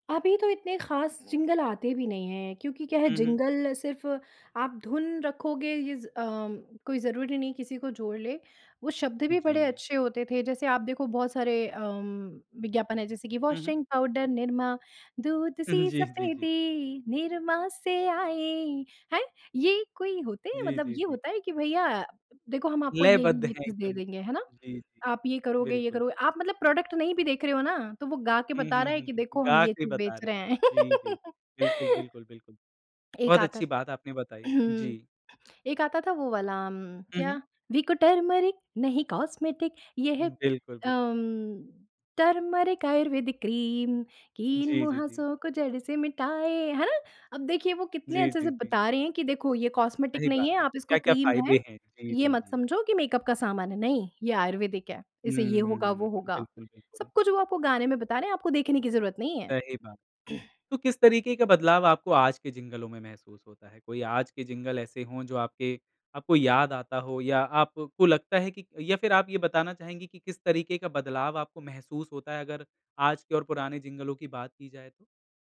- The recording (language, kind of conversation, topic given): Hindi, podcast, क्या कभी किसी विज्ञापन का जिंगल अब भी आपके कानों में गूंजता रहता है?
- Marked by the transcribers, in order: in English: "जिंगल"; in English: "जिंगल"; singing: "वाशिंग पाउडर निरमा, दूध सी सफेदी निरमा से आए"; chuckle; in English: "प्रोडक्ट"; laugh; throat clearing; singing: "विको टरमरिक नहीं कॉस्मेटिक ये है"; singing: "टरमरिक आयुर्वेदिक क्रीम, कील-मुहासों को जड़ से मिटाए"; in English: "कॉस्मेटिक"; in English: "मेकअप"; throat clearing; in English: "जिंगल"